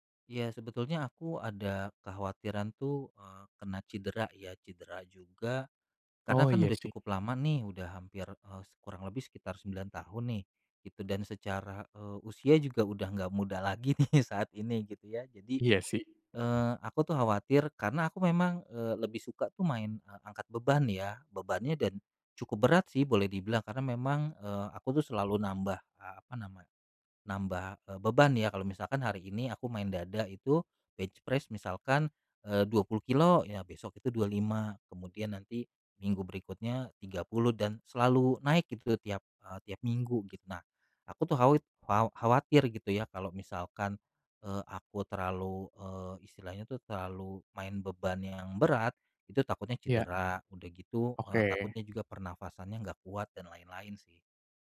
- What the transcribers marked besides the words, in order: laughing while speaking: "nih"; other background noise; in English: "bench press"
- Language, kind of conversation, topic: Indonesian, advice, Bagaimana cara kembali berolahraga setelah lama berhenti jika saya takut tubuh saya tidak mampu?
- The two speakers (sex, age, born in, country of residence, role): male, 25-29, Indonesia, Indonesia, advisor; male, 35-39, Indonesia, Indonesia, user